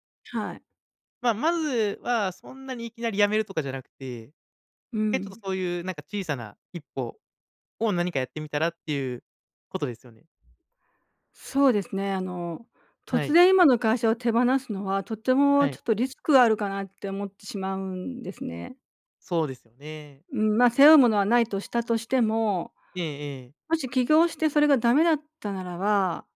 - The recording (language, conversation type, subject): Japanese, advice, 起業すべきか、それとも安定した仕事を続けるべきかをどのように判断すればよいですか？
- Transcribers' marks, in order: none